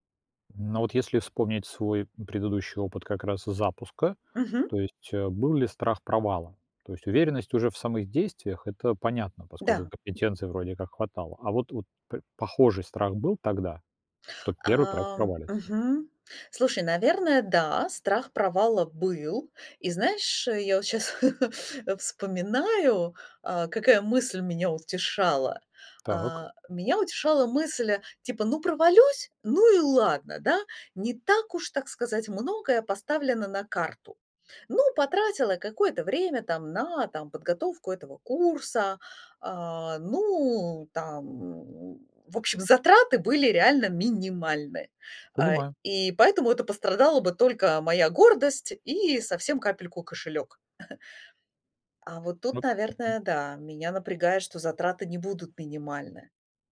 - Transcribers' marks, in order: chuckle; chuckle
- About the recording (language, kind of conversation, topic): Russian, advice, Как справиться с постоянным страхом провала при запуске своего первого продукта?